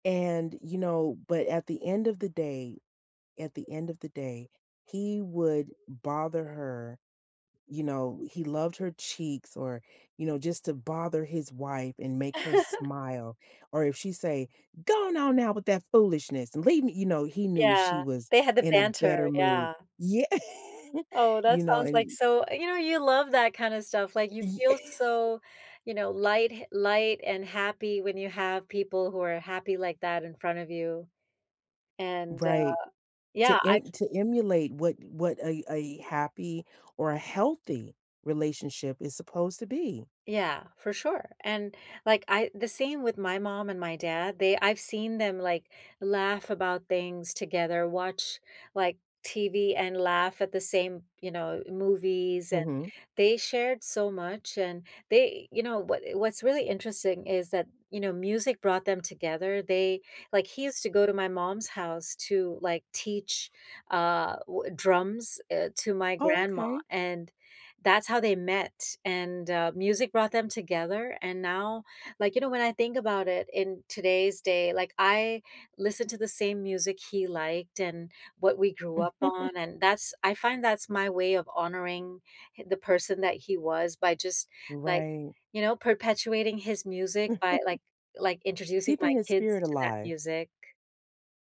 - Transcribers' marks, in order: chuckle; put-on voice: "Go on on now with that foolishness and leave me"; angry: "Go on on now"; angry: "leave me"; chuckle; laugh; chuckle; chuckle
- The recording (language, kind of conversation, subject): English, unstructured, Have you ever felt sad about losing someone important?
- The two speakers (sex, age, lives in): female, 45-49, United States; female, 50-54, United States